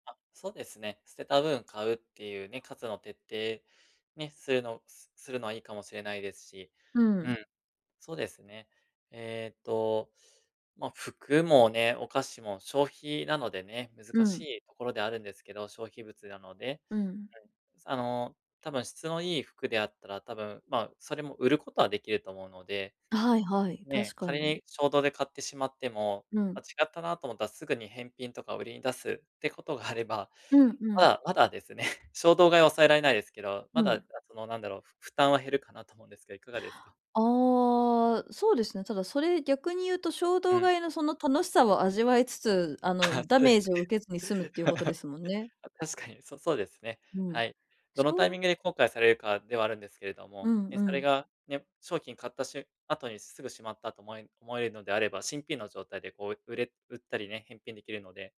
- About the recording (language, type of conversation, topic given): Japanese, advice, 衝動買いを抑えるにはどうすればいいですか？
- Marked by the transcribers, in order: laughing while speaking: "あれば"; laugh